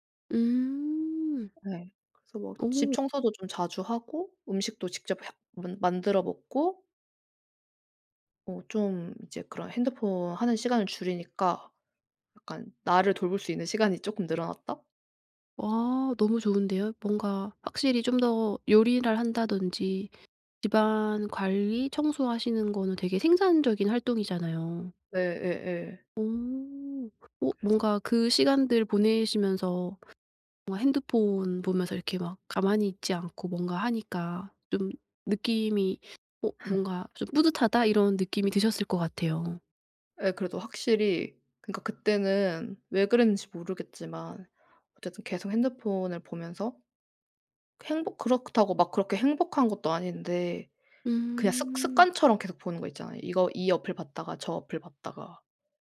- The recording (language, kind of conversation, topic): Korean, podcast, 디지털 디톡스는 어떻게 시작하나요?
- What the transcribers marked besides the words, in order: tapping; "요리를" said as "요린을"; other background noise; laugh